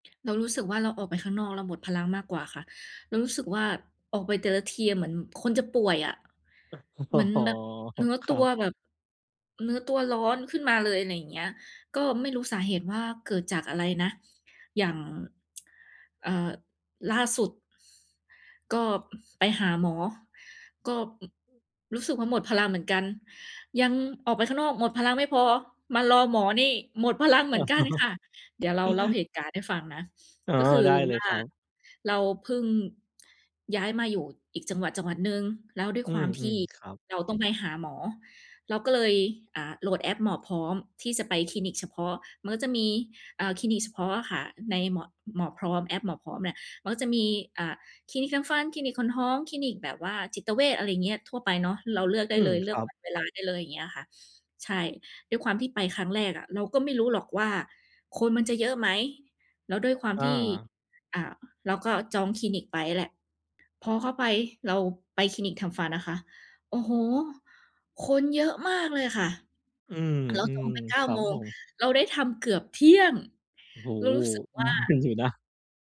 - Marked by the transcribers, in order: laughing while speaking: "อ๋อ"; sad: "เนื้อตัวร้อนขึ้นมาเลยอะไรอย่างเงี้ย"; tsk; sigh; laughing while speaking: "หมดพลัง"; laugh; gasp; stressed: "เที่ยง"; laughing while speaking: "นาน"
- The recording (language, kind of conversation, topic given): Thai, podcast, คุณสังเกตไหมว่าอะไรทำให้คุณรู้สึกมีพลังหรือหมดพลัง?